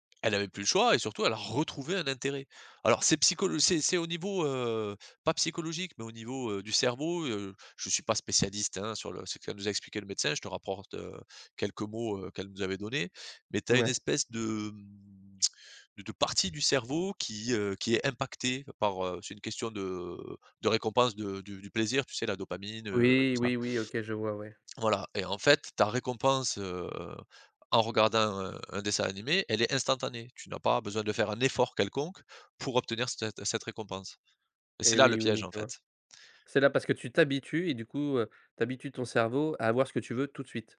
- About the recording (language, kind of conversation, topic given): French, podcast, Comment gères-tu le temps d’écran en famille ?
- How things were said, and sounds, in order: other background noise; stressed: "retrouvait"; tongue click; stressed: "instantanée"; stressed: "effort"